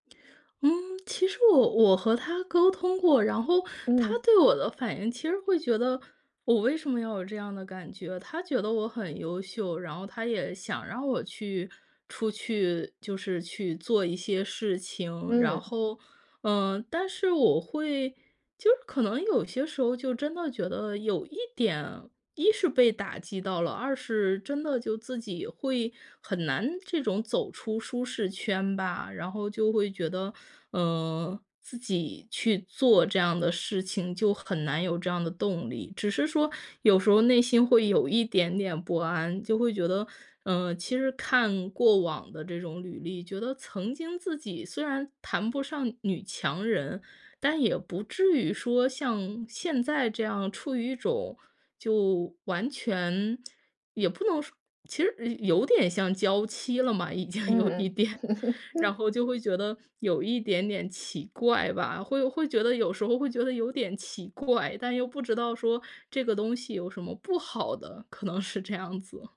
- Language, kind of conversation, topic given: Chinese, advice, 在恋爱或婚姻中我感觉失去自我，该如何找回自己的目标和热情？
- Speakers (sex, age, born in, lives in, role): female, 30-34, China, United States, user; female, 35-39, China, United States, advisor
- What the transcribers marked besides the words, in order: other background noise; laughing while speaking: "已经有一点"; laugh